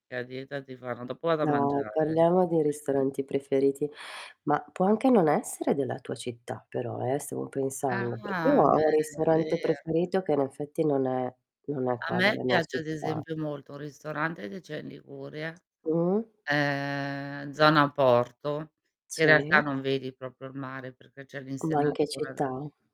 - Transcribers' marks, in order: distorted speech; drawn out: "Ah!"; tapping; "proprio" said as "propro"
- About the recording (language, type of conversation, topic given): Italian, unstructured, Come hai scoperto il tuo ristorante preferito?